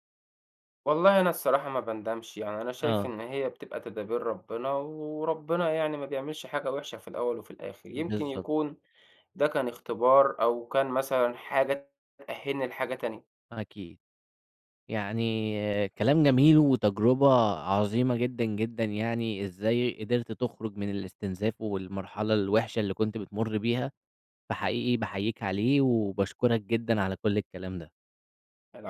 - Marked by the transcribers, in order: none
- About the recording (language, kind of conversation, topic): Arabic, podcast, إيه العلامات اللي بتقول إن شغلك بيستنزفك؟